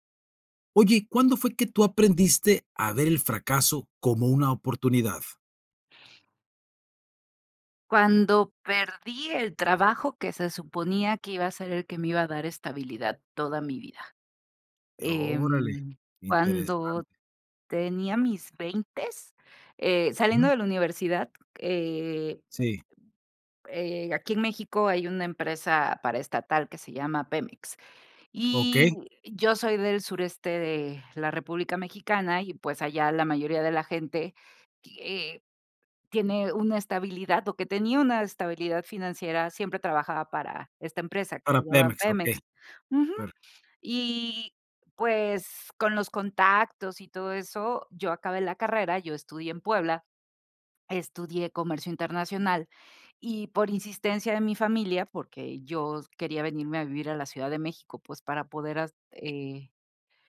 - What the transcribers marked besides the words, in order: other background noise
- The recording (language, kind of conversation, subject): Spanish, podcast, ¿Cuándo aprendiste a ver el fracaso como una oportunidad?